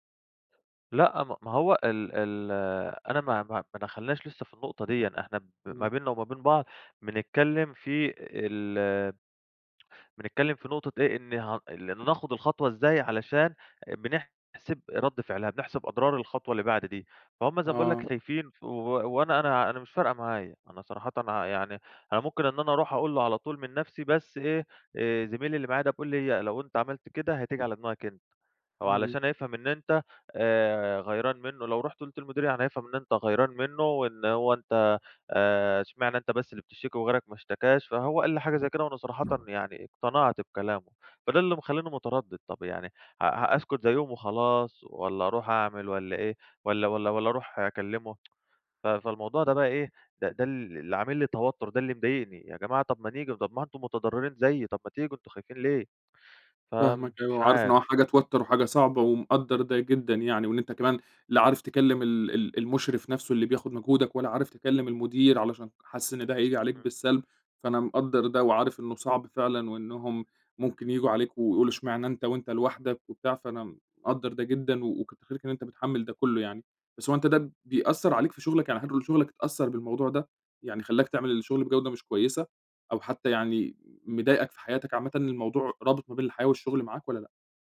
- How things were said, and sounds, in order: other background noise; tapping; tsk
- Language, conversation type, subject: Arabic, advice, إزاي أواجه زميل في الشغل بياخد فضل أفكاري وأفتح معاه الموضوع؟